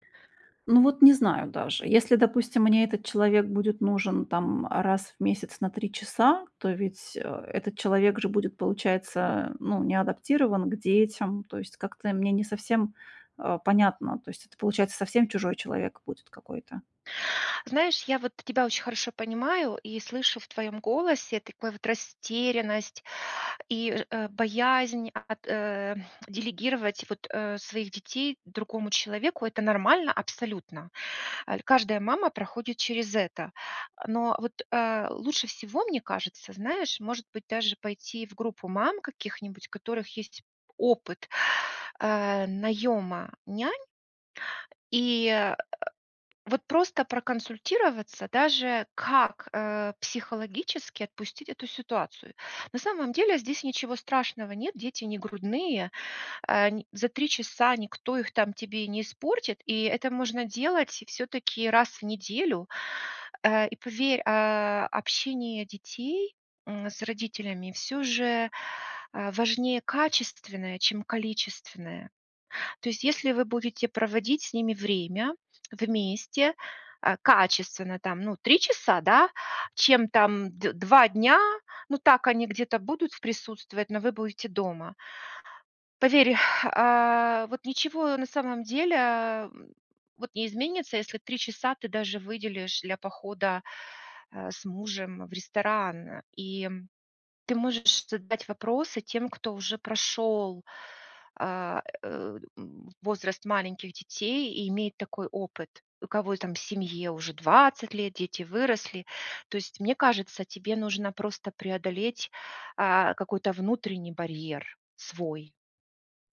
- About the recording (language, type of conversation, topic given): Russian, advice, Как перестать застревать в старых семейных ролях, которые мешают отношениям?
- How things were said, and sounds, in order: tapping; tsk